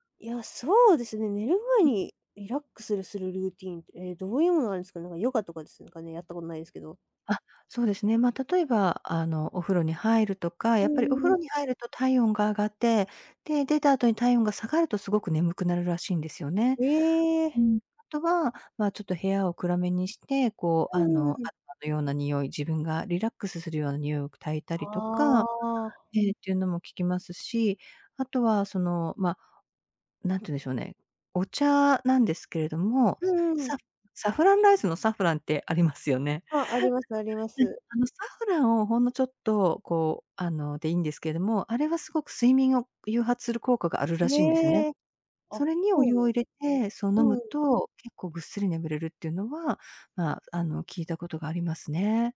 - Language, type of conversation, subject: Japanese, advice, 仕事に行きたくない日が続くのに、理由がわからないのはなぜでしょうか？
- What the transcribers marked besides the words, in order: other background noise; unintelligible speech